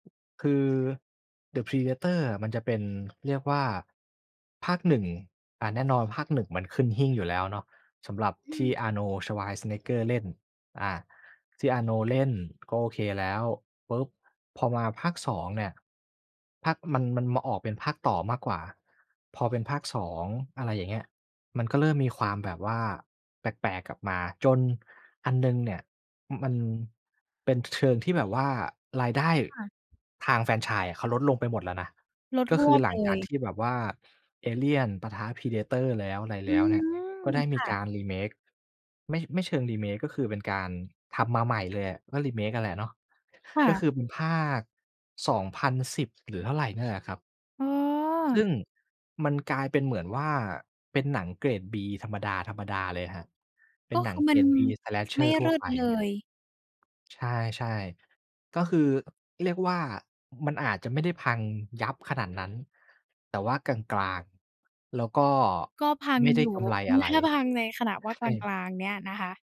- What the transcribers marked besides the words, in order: tapping; drawn out: "อืม"; in English: "remake"; in English: "remake"; other background noise; in English: "remake"; in English: "Slasher"
- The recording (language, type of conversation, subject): Thai, podcast, คุณมองการนำภาพยนตร์เก่ามาสร้างใหม่ในปัจจุบันอย่างไร?